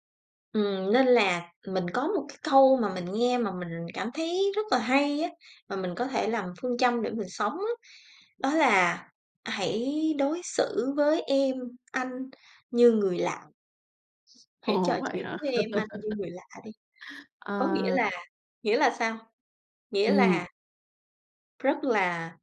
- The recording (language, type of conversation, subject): Vietnamese, podcast, Làm sao bạn điều chỉnh phong cách giao tiếp để phù hợp với từng người?
- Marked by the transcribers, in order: tapping; other background noise; laughing while speaking: "Ồ, vậy hả?"; laugh